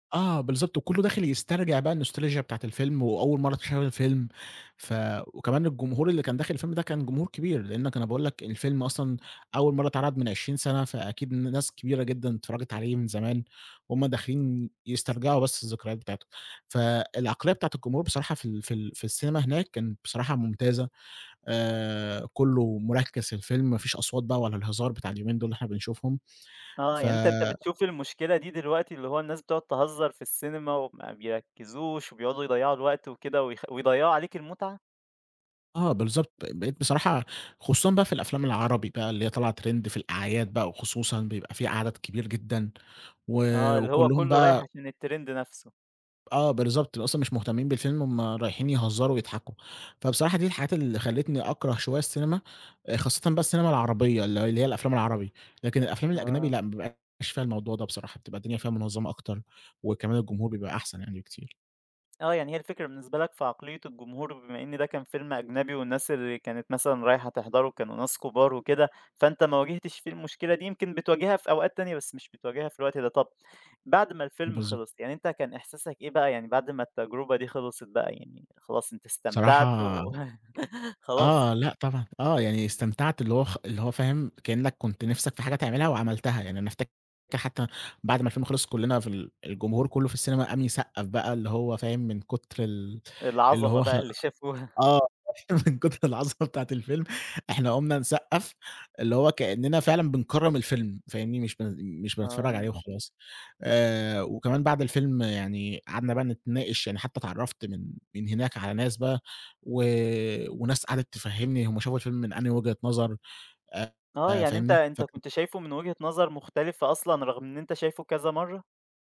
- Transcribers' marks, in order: in English: "الnostalgia"; in English: "Trend"; other noise; in English: "الTrend"; tapping; chuckle; laughing while speaking: "من كُتر العظمة بتاعة الفيلم"
- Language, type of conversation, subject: Arabic, podcast, تحب تحكيلنا عن تجربة في السينما عمرك ما تنساها؟